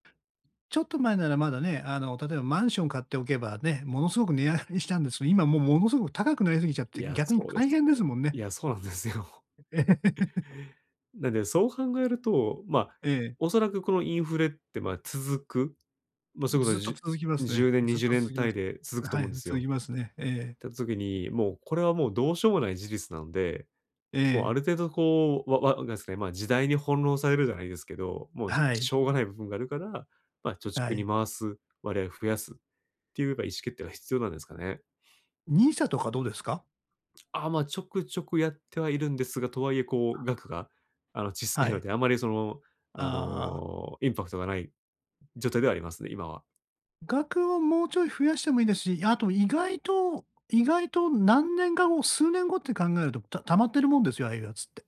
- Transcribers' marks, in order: tapping; laughing while speaking: "そうなんですよ"; laugh; chuckle; other noise
- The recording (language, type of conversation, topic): Japanese, advice, 短期の楽しみと長期の安心を両立するにはどうすればいいですか？